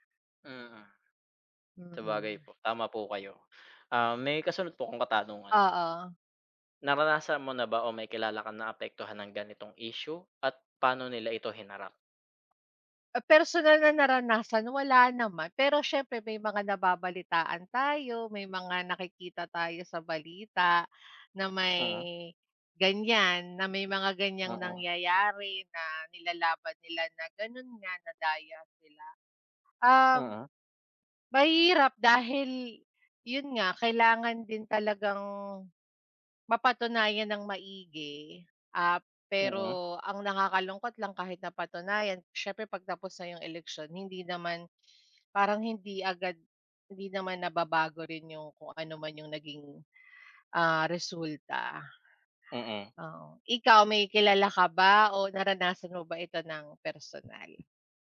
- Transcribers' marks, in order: none
- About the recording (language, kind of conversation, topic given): Filipino, unstructured, Ano ang nararamdaman mo kapag may mga isyu ng pandaraya sa eleksiyon?